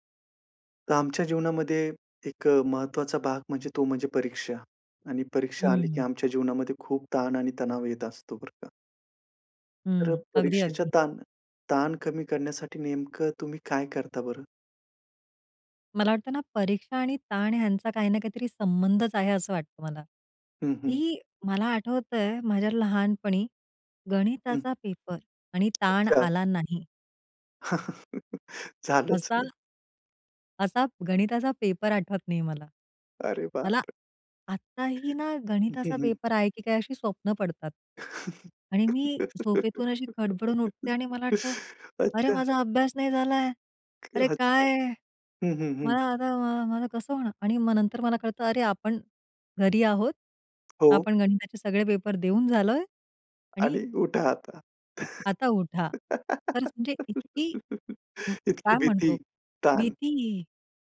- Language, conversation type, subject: Marathi, podcast, परीक्षेतील ताण कमी करण्यासाठी तुम्ही काय करता?
- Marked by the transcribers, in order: tapping; laughing while speaking: "झालंच नाही"; other background noise; unintelligible speech; laughing while speaking: "अच्छा"; laughing while speaking: "आणि उठा आता. इतकी भीती, ताण"